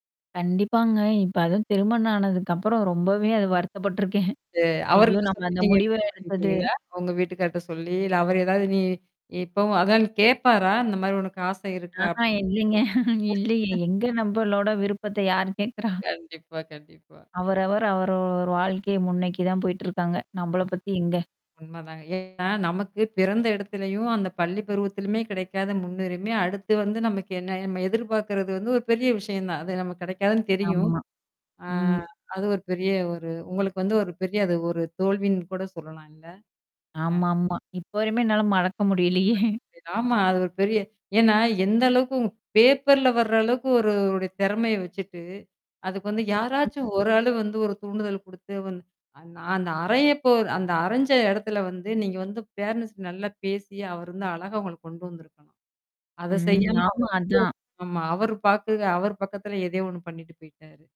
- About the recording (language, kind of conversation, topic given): Tamil, podcast, பள்ளிக்கால அனுபவங்கள் உங்களுக்கு என்ன கற்றுத்தந்தன?
- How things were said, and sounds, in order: static; chuckle; distorted speech; unintelligible speech; laughing while speaking: "ஆஹா. இல்லைங்க. இல்லயே. எங்க நம்பளோட விருப்பத்த யார் கேட்குறா?"; chuckle; unintelligible speech; mechanical hum; laughing while speaking: "மறக்க முடியலையே!"; other noise; in English: "பேரன்ட்ஸ்"; "பாட்டுக்கு" said as "பாக்குக"